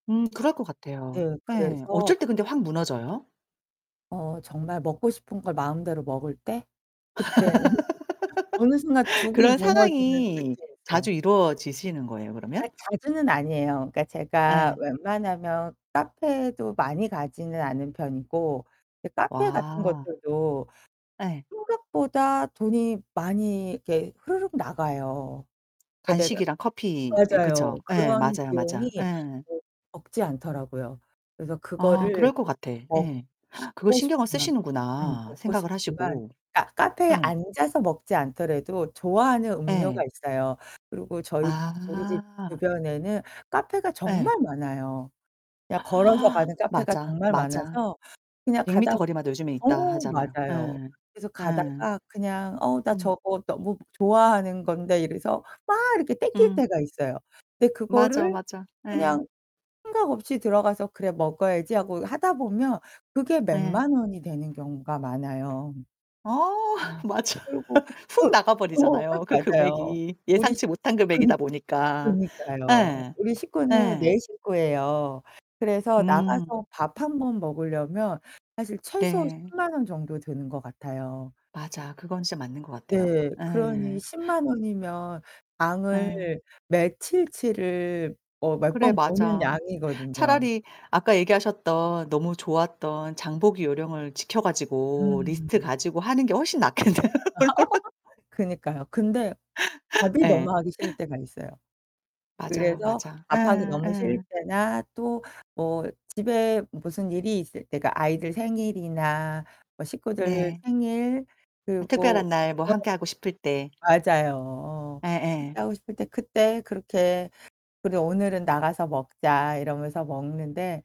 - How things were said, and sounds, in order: laugh; laughing while speaking: "그때는"; distorted speech; other background noise; gasp; gasp; tapping; laughing while speaking: "어 맞아"; laugh; laughing while speaking: "낫겠네요"; laugh
- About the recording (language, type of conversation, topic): Korean, podcast, 식비를 잘 관리하고 장을 효율적으로 보는 요령은 무엇인가요?